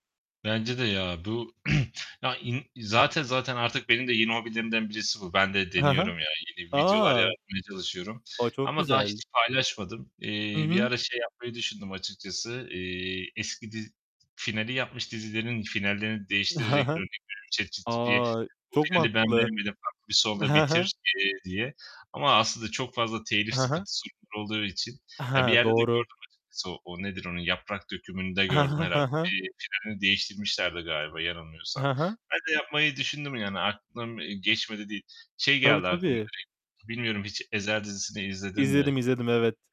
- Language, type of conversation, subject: Turkish, unstructured, Hobilerin insan ilişkilerini nasıl etkilediğini düşünüyorsun?
- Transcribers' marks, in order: throat clearing; distorted speech; other background noise; unintelligible speech; tapping; laughing while speaking: "I hı"